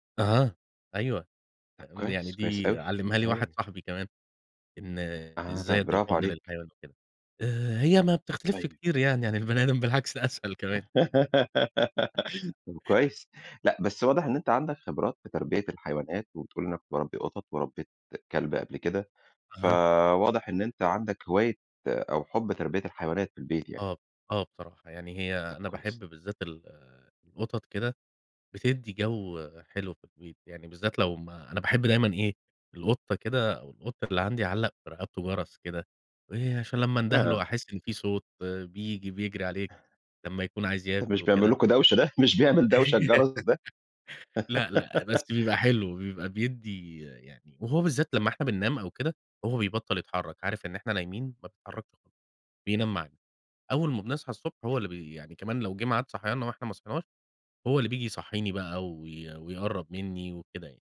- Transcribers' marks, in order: laugh; tapping; unintelligible speech; chuckle; laugh; laughing while speaking: "مش بيعمل"; laugh
- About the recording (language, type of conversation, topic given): Arabic, podcast, إيه اللي بتعمله لو لقيت حيوان مصاب في الطريق؟